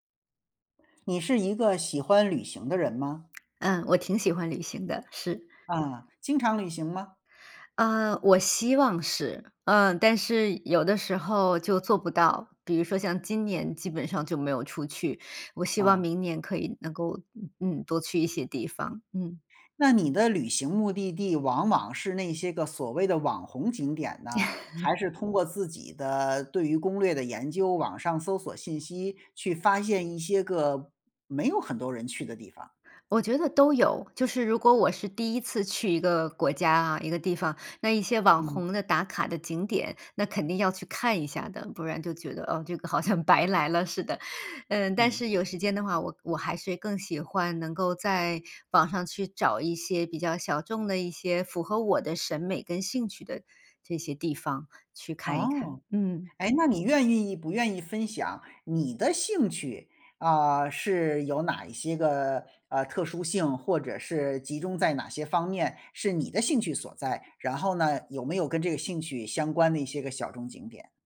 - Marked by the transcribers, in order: lip smack; laugh; laughing while speaking: "这个好像白来了似的"
- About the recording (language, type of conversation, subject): Chinese, podcast, 你是如何找到有趣的冷门景点的？